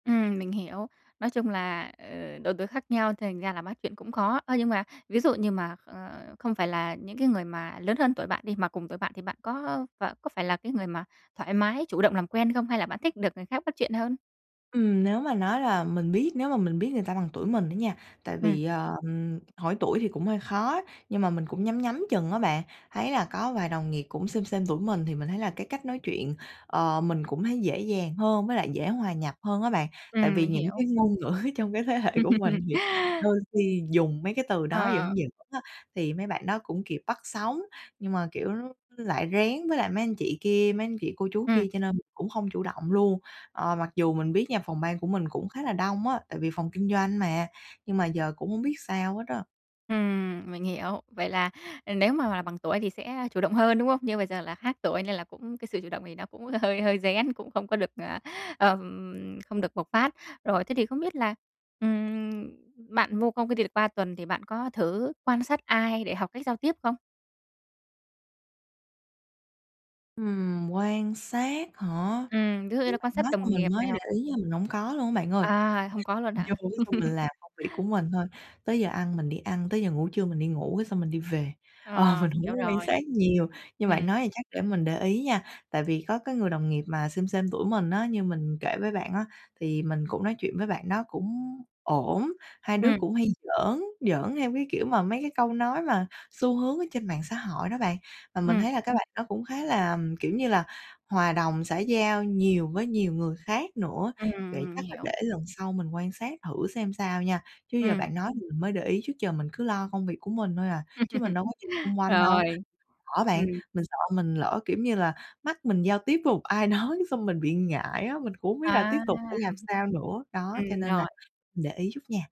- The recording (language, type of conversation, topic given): Vietnamese, advice, Làm thế nào để tôi giao tiếp lịch sự trong một môi trường mới?
- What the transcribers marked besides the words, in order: tapping; other background noise; laughing while speaking: "ngữ"; laugh; laughing while speaking: "hơi hơi"; laugh; laugh; unintelligible speech; laughing while speaking: "ai đó"